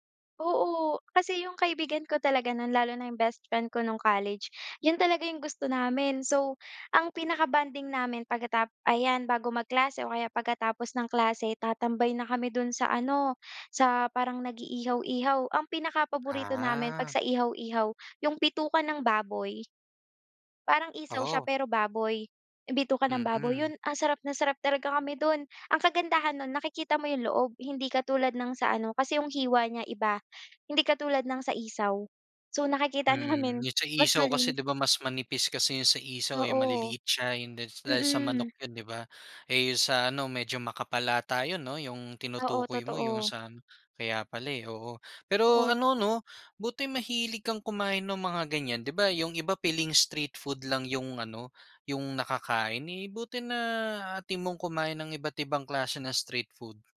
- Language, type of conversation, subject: Filipino, podcast, Ano ang karanasan mo sa pagtikim ng pagkain sa turo-turo o sa kanto?
- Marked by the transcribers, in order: drawn out: "Ah"